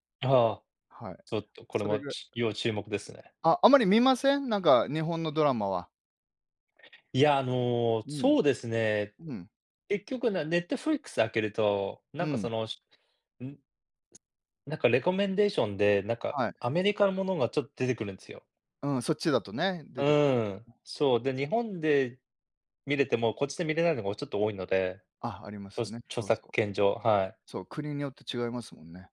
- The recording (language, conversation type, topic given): Japanese, unstructured, 最近見た映画で、特に印象に残った作品は何ですか？
- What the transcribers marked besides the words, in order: in English: "レコメンデーション"